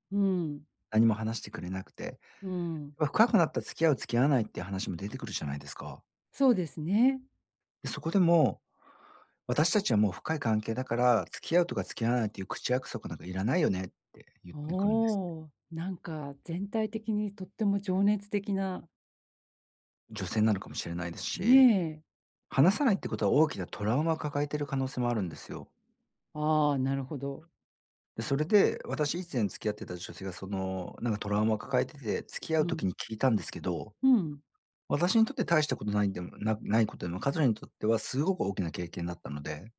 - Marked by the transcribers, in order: other background noise; tapping; "彼女" said as "かぞ"
- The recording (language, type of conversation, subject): Japanese, advice, 引っ越しで生じた別れの寂しさを、どう受け止めて整理すればいいですか？